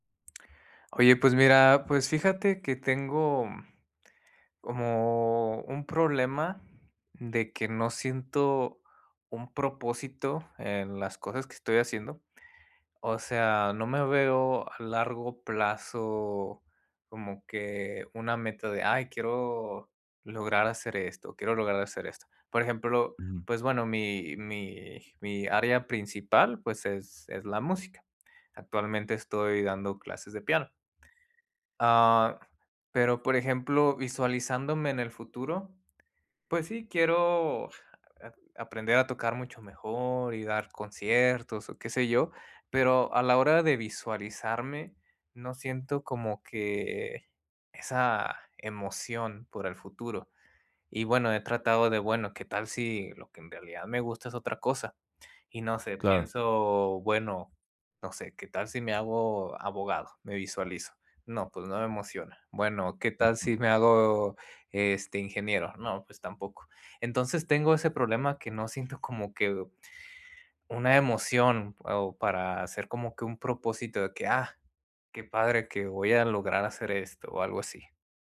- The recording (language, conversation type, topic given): Spanish, advice, ¿Cómo puedo encontrarle sentido a mi trabajo diario si siento que no tiene propósito?
- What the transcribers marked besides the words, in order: drawn out: "como"; other background noise